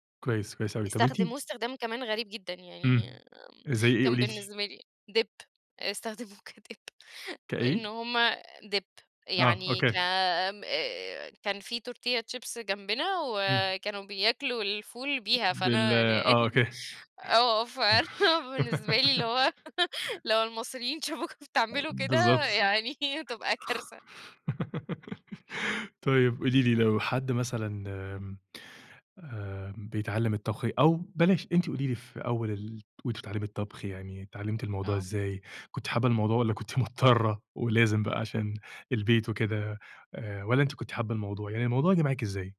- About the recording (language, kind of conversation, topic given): Arabic, podcast, شو رأيك في الأكل الجاهز مقارنة بالطبخ في البيت؟
- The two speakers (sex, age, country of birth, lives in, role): female, 30-34, Egypt, Romania, guest; male, 30-34, Egypt, Egypt, host
- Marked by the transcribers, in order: in English: "dip"; laughing while speaking: "استخدموه كdip"; in English: "كdip"; in English: "dip"; in English: "Tortilla chips"; tapping; laugh; laughing while speaking: "فأنا بالنسبة لي اللي هو … يعني هتبقى كارثة"; laugh; laugh; laughing while speaking: "كنتِ مضطرة"